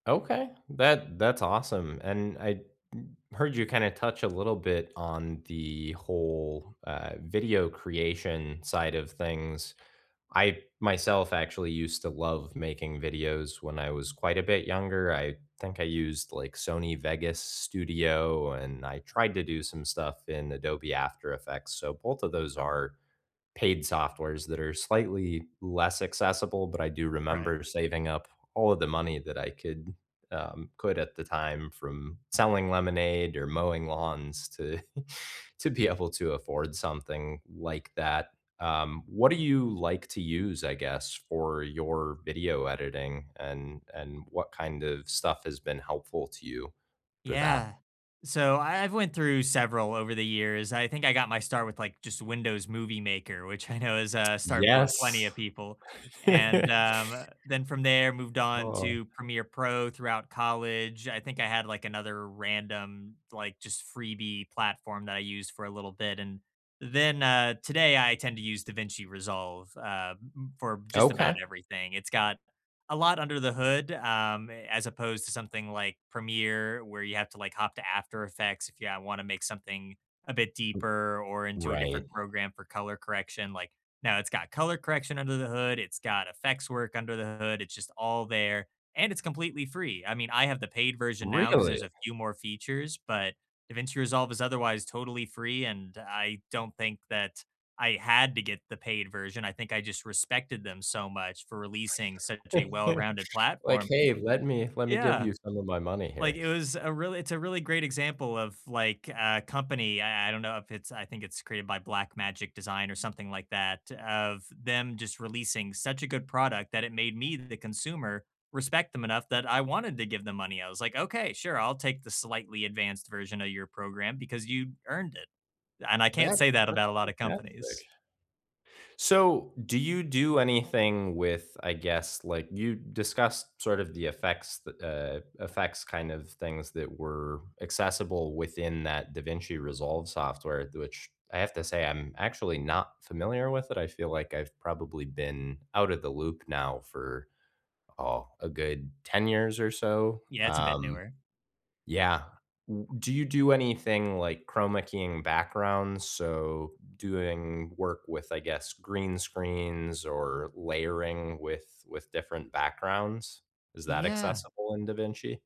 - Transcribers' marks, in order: chuckle; tapping; laugh; other noise; other background noise; chuckle
- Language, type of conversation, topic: English, unstructured, Which low-cost creative hobby would you recommend to someone looking for self-expression, skill development, and social connection?